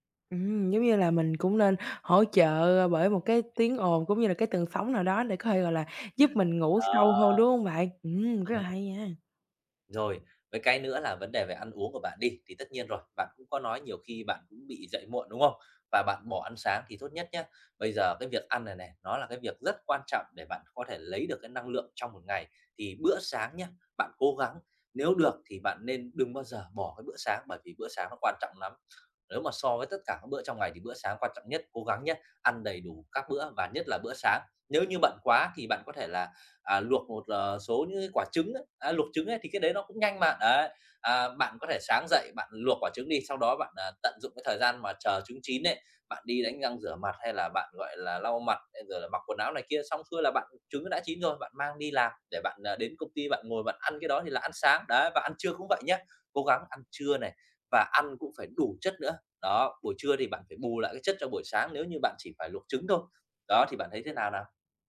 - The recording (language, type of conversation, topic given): Vietnamese, advice, Làm thế nào để duy trì năng lượng suốt cả ngày mà không cảm thấy mệt mỏi?
- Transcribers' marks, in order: other background noise; tapping; other noise